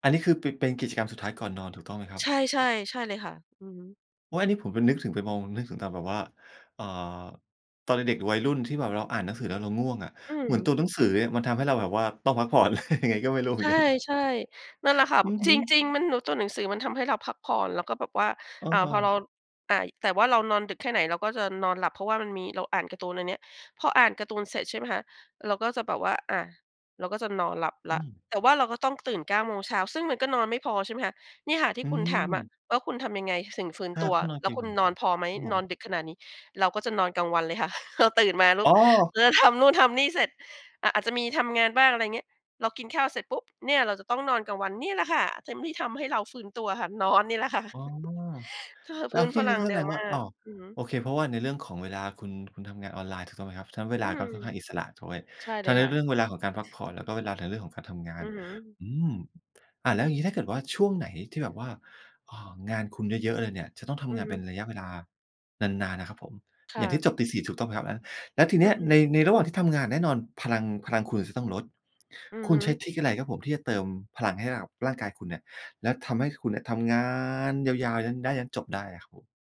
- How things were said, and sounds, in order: other background noise; laughing while speaking: "เลย"; laughing while speaking: "กัน"; chuckle; chuckle; tapping; stressed: "ทำงาน"
- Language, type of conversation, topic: Thai, podcast, เวลาเหนื่อยจากงาน คุณทำอะไรเพื่อฟื้นตัวบ้าง?